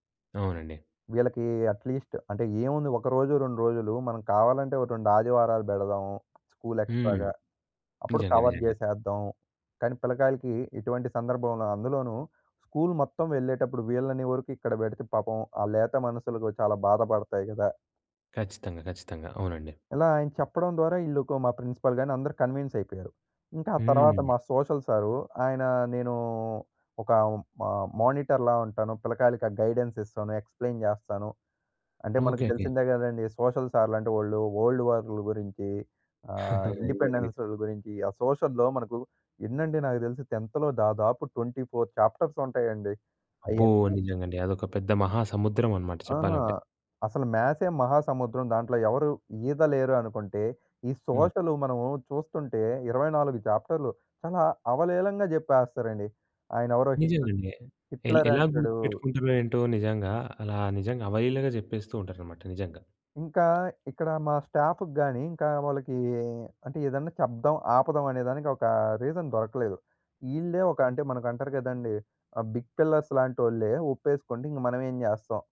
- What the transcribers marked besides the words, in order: in English: "అట్లీస్ట్"; in English: "ఎక్స్ట్రాగా"; in English: "కవర్"; in English: "ప్రిన్సిపల్"; in English: "కన్విన్స్"; in English: "సోషల్"; in English: "మా మానిటర్‌లా"; in English: "గైడెన్స్"; in English: "ఎక్స్‌ప్లెయిన్"; in English: "సోషల్"; in English: "వల్డ్"; chuckle; unintelligible speech; in English: "ఇండిపెండెన్స్"; in English: "సోషల్‍లో"; in English: "ట్వంటీ ఫోర్ చాప్టర్స్"; in English: "సోషల్"; tapping; in English: "స్టాఫ్‌కి"; in English: "రీజన్"; in English: "బిగ్ పిల్లర్స్"
- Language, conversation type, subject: Telugu, podcast, నీ ఊరికి వెళ్లినప్పుడు గుర్తుండిపోయిన ఒక ప్రయాణం గురించి చెప్పగలవా?